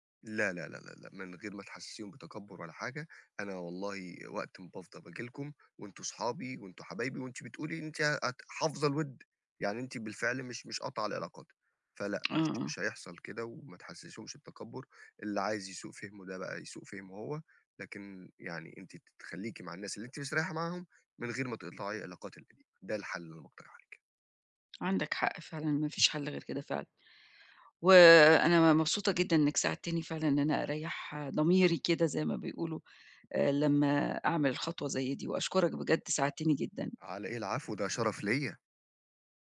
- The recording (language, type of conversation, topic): Arabic, advice, إزاي بتتفكك صداقاتك القديمة بسبب اختلاف القيم أو أولويات الحياة؟
- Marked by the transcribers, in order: tapping